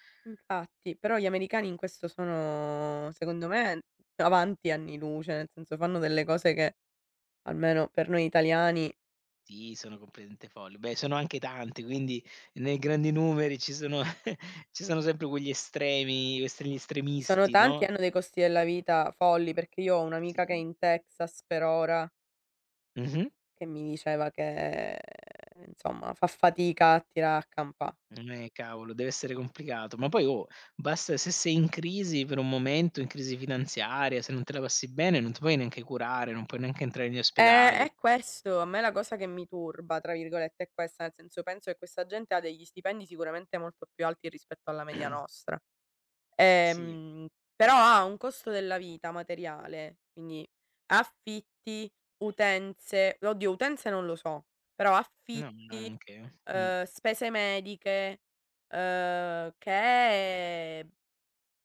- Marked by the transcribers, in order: giggle; drawn out: "che"; "tirà" said as "tirare"; "campà" said as "campare"; other background noise
- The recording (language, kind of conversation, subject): Italian, unstructured, Come ti prepari ad affrontare le spese impreviste?